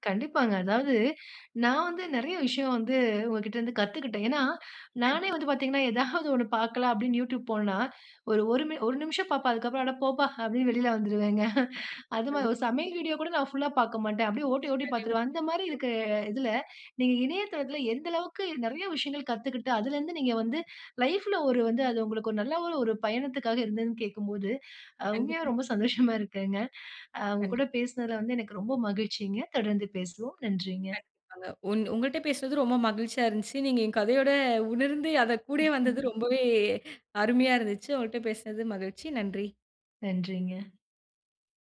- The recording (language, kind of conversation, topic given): Tamil, podcast, இணையக் கற்றல் உங்கள் பயணத்தை எப்படி மாற்றியது?
- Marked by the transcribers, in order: in English: "தாங்க் யூ"; chuckle; unintelligible speech; chuckle; unintelligible speech; in English: "லைஃப்ல"; other background noise; snort